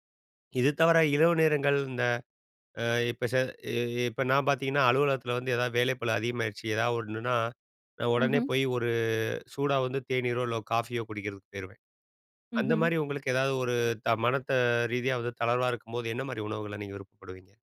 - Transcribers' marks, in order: none
- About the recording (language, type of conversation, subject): Tamil, podcast, உங்களுக்கு மனதுக்கு ஆறுதல் தரும் உணவு எது, ஏன்?